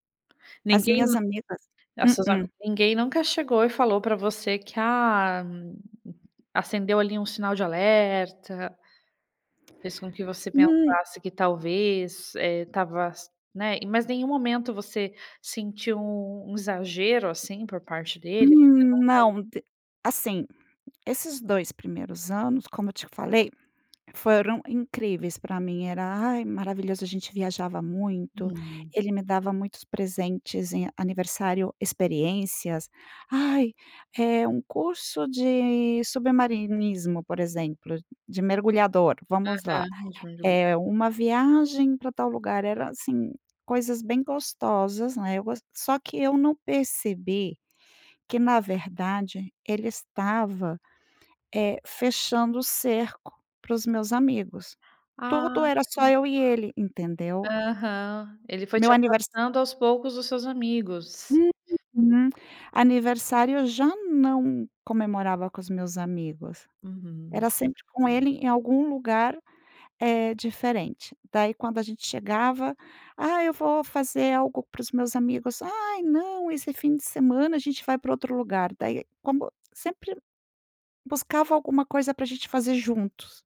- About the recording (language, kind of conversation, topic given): Portuguese, advice, Como você está lidando com o fim de um relacionamento de longo prazo?
- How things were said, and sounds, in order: in Spanish: "submarinismo"; unintelligible speech